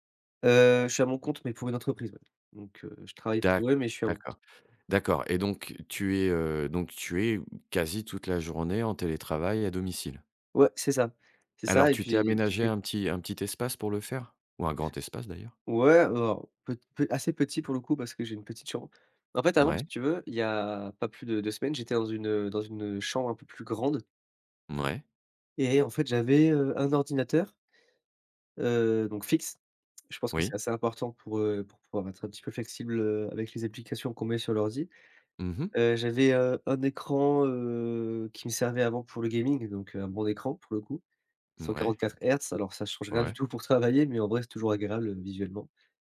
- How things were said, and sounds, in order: none
- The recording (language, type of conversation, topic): French, podcast, Comment aménages-tu ton espace de travail pour télétravailler au quotidien ?